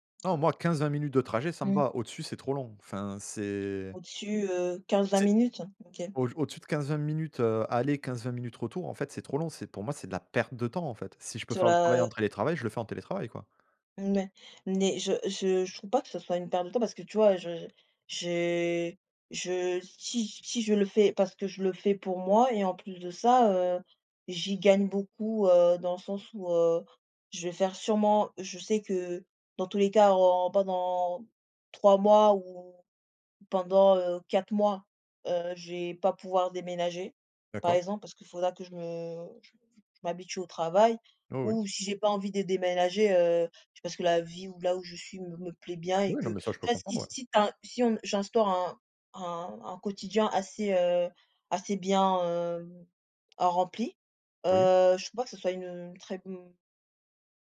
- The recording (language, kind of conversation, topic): French, unstructured, Qu’est-ce qui vous met en colère dans les embouteillages du matin ?
- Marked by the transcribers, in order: stressed: "perte"